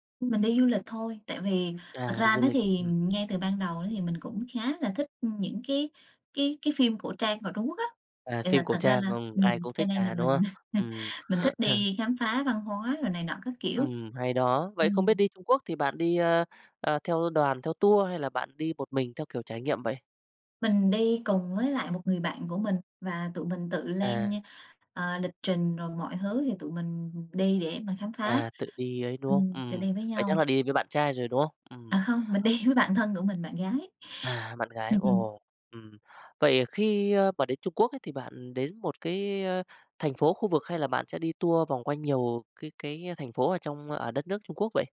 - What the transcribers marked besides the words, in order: laugh; chuckle; other background noise; tapping; laughing while speaking: "đi"; laugh
- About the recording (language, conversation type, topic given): Vietnamese, podcast, Bạn có thể kể lại một trải nghiệm khám phá văn hóa đã khiến bạn thay đổi quan điểm không?